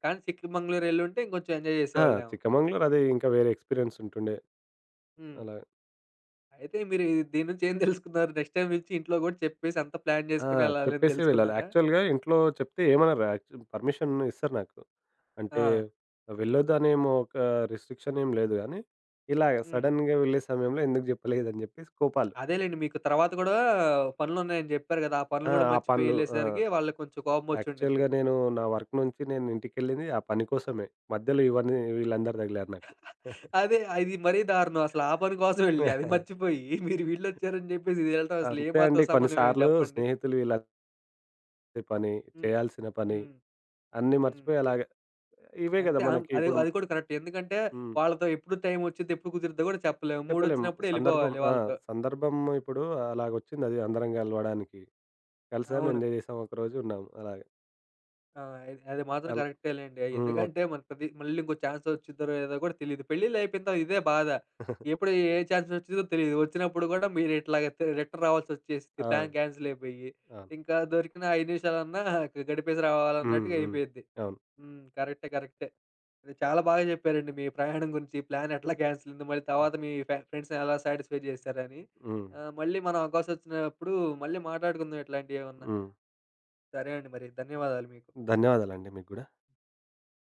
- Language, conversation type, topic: Telugu, podcast, మీ ప్రణాళిక విఫలమైన తర్వాత మీరు కొత్త మార్గాన్ని ఎలా ఎంచుకున్నారు?
- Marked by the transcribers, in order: in English: "ఎంజాయ్"; in English: "ఎక్స్‌పీరియన్స్"; chuckle; in English: "నెక్స్ట్ టైమ్"; in English: "ప్లాన్"; in English: "యాక్చువల్‌గా"; in English: "పర్మిషన్"; in English: "రిస్ట్రిక్షన్"; in English: "సడెన్‌గా"; tapping; in English: "యాక్చువల్‌గా"; in English: "వర్క్"; chuckle; other background noise; chuckle; in English: "కరెక్ట్"; in English: "మూడ్"; in English: "ఎంజాయ్"; in English: "ఛాన్స్"; chuckle; in English: "ఛాన్స్"; in English: "రిటర్న్"; in English: "ప్లాన్ క్యాన్సిల్"; chuckle; in English: "ప్లాన్"; in English: "క్యాన్సిల్"; in English: "ఫ్రెండ్స్‌ని"; in English: "సాటిస్ఫై"